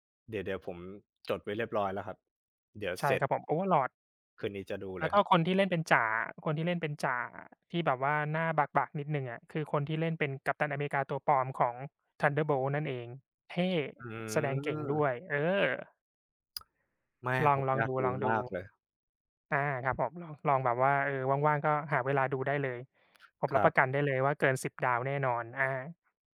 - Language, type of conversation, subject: Thai, unstructured, คุณชอบดูหนังแนวไหนที่สุด และเพราะอะไร?
- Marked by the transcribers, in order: tsk